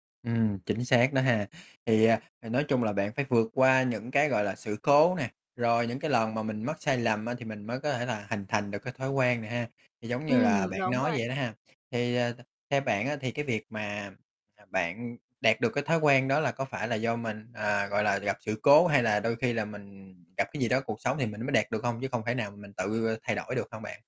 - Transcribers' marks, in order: none
- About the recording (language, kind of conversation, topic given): Vietnamese, podcast, Thói quen nhỏ nào đã giúp bạn thay đổi theo hướng tốt hơn?